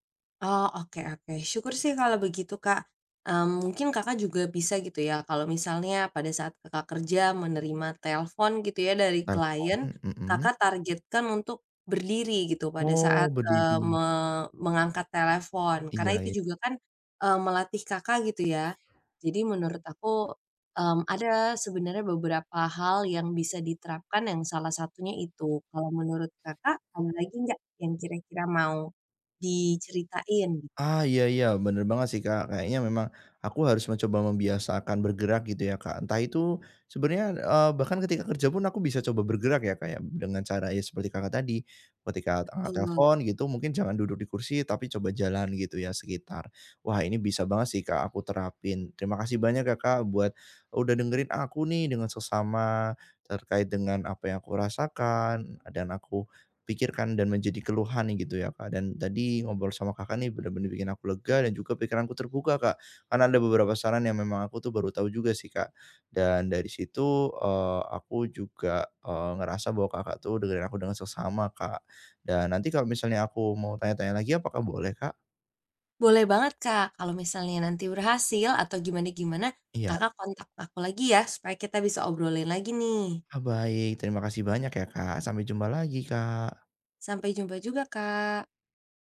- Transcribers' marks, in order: tapping; "berdiri" said as "bediri"; other background noise
- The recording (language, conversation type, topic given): Indonesian, advice, Bagaimana caranya agar saya lebih sering bergerak setiap hari?
- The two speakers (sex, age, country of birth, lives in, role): female, 20-24, Indonesia, Indonesia, advisor; male, 25-29, Indonesia, Indonesia, user